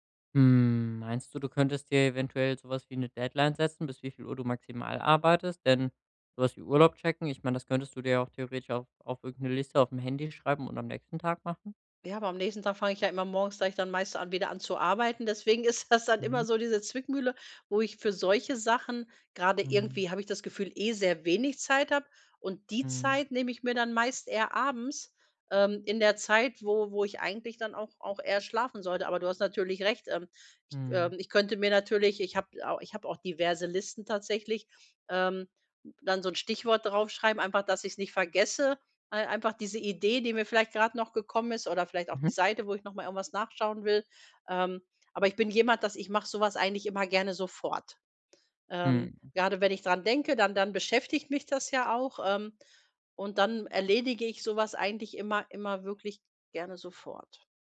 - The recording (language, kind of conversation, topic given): German, advice, Wie kann ich mir täglich feste Schlaf- und Aufstehzeiten angewöhnen?
- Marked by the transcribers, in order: laughing while speaking: "das dann"; stressed: "die"